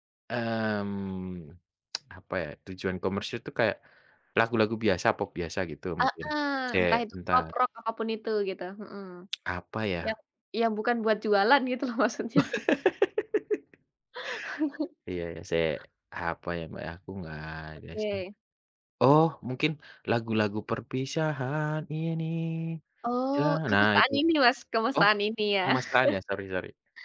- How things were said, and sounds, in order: tsk; in Javanese: "sek"; tsk; laughing while speaking: "maksudnya"; laugh; chuckle; in Javanese: "sek"; singing: "perpisahan ini jangan"; chuckle
- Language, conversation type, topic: Indonesian, unstructured, Apa yang membuat sebuah lagu terasa berkesan?